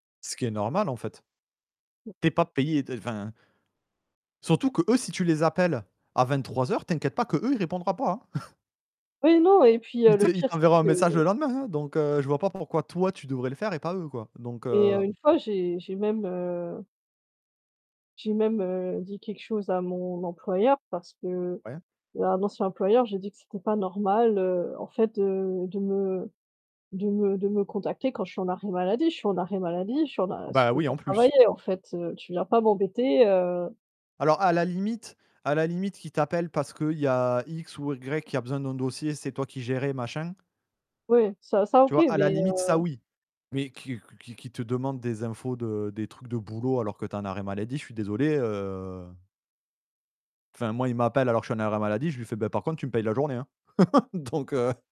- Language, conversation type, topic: French, unstructured, Comment la technologie a-t-elle changé notre manière de communiquer ?
- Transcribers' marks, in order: chuckle; static; distorted speech; stressed: "toi"; drawn out: "heu"; chuckle; laughing while speaking: "Donc heu"